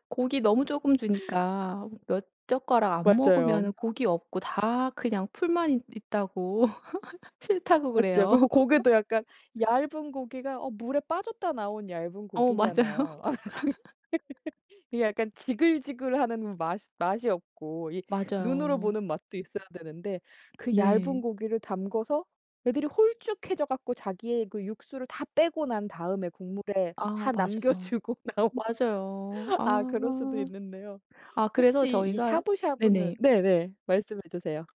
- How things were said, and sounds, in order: laugh; laughing while speaking: "맞아요"; laugh; laughing while speaking: "그래서 이게"; laugh; laughing while speaking: "주고 나온"; laugh; other background noise
- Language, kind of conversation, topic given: Korean, podcast, 외식할 때 건강하게 메뉴를 고르는 방법은 무엇인가요?